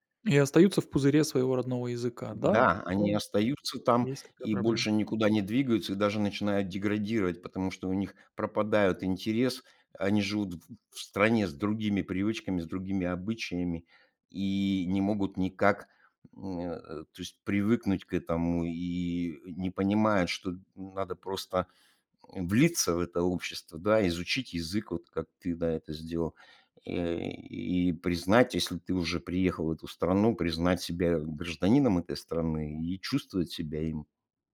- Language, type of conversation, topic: Russian, podcast, Когда вы считаете неудачу уроком, а не концом?
- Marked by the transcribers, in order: grunt